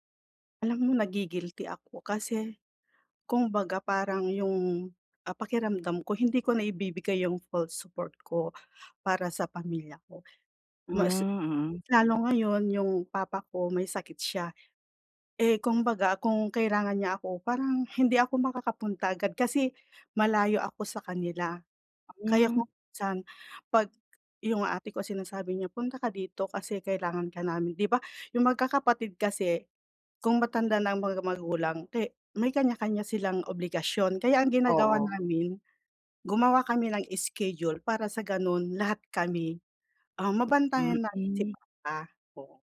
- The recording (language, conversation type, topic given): Filipino, advice, Paano ko mapapatawad ang sarili ko kahit may mga obligasyon ako sa pamilya?
- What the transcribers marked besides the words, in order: sad: "Alam mo, nagi-guilty ako kasi … si papa, oo"; other background noise